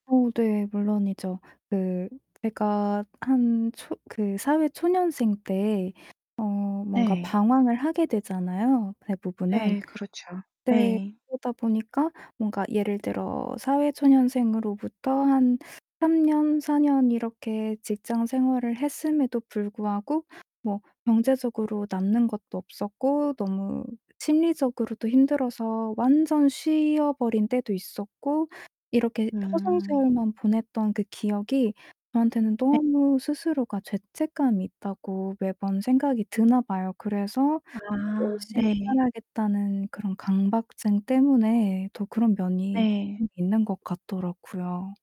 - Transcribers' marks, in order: other background noise; distorted speech; unintelligible speech
- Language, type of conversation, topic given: Korean, advice, 휴가 중에도 죄책감과 불안 때문에 제대로 쉬지 못하는 이유는 무엇인가요?